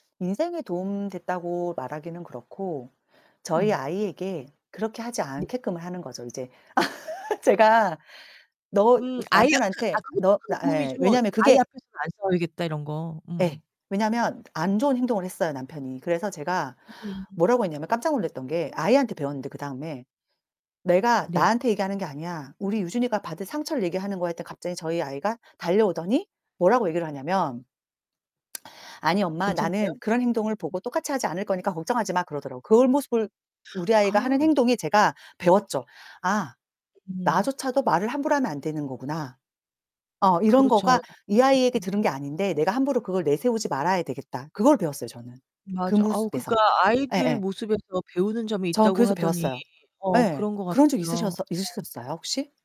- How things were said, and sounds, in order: distorted speech; laugh; tapping; other background noise
- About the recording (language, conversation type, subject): Korean, unstructured, 다툼이 오히려 좋은 추억으로 남은 경험이 있으신가요?